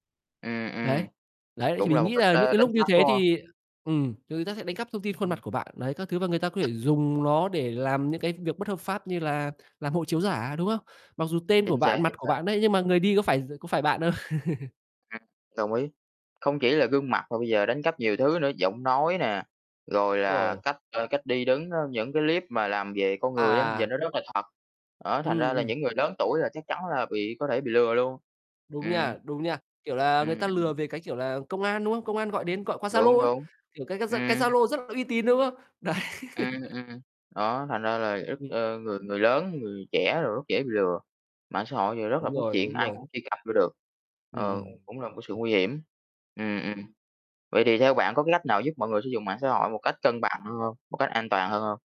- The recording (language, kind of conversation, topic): Vietnamese, unstructured, Bạn nghĩ sao về việc nhiều người dành quá nhiều thời gian cho mạng xã hội?
- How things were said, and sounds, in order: tapping; other background noise; distorted speech; laugh; laughing while speaking: "Đấy"; chuckle